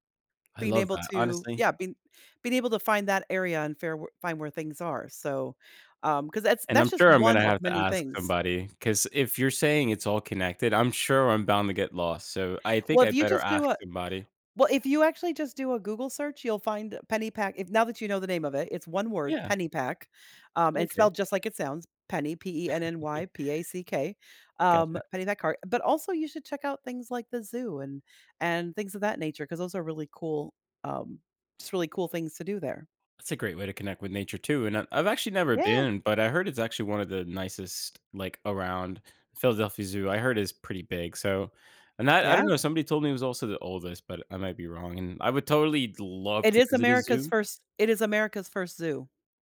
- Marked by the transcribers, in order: chuckle; other background noise
- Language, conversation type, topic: English, advice, How can I make friends after moving to a new city?